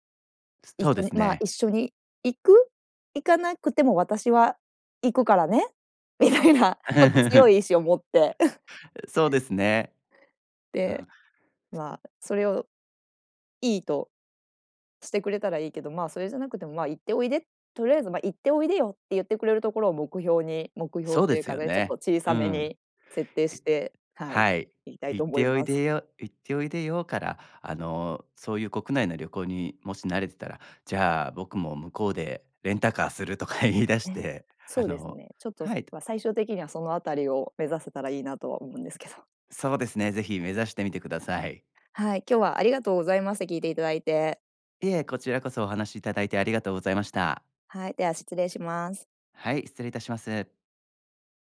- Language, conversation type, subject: Japanese, advice, 恋人に自分の趣味や価値観を受け入れてもらえないとき、どうすればいいですか？
- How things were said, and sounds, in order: laugh; laugh; other background noise; laughing while speaking: "言い出して"